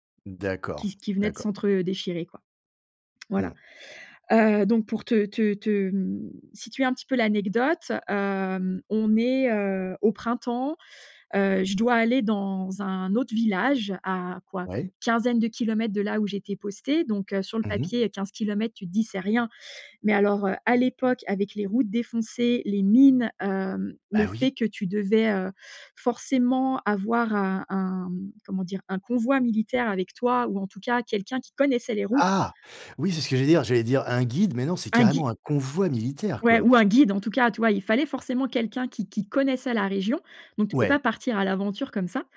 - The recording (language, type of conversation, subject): French, podcast, Peux-tu raconter une expérience d’hospitalité inattendue ?
- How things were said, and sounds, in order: tapping; stressed: "connaissait"; stressed: "Ah"; other background noise